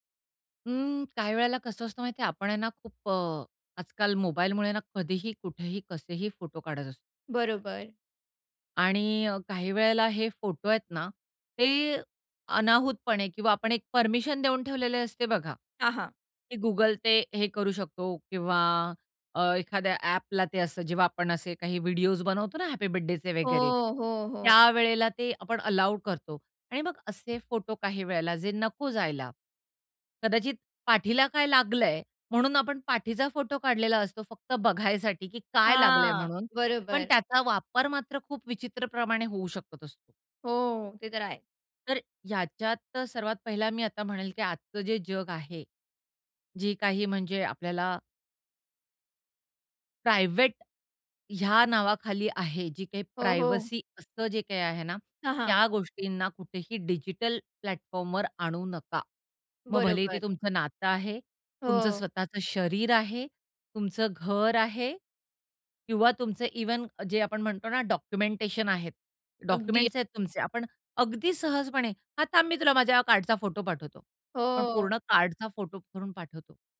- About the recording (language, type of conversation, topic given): Marathi, podcast, त्यांची खाजगी मोकळीक आणि सार्वजनिक आयुष्य यांच्यात संतुलन कसं असावं?
- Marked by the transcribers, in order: in English: "प्रायव्हेट"; in English: "प्रायव्हसी"; in English: "प्लॅटफॉर्मवर"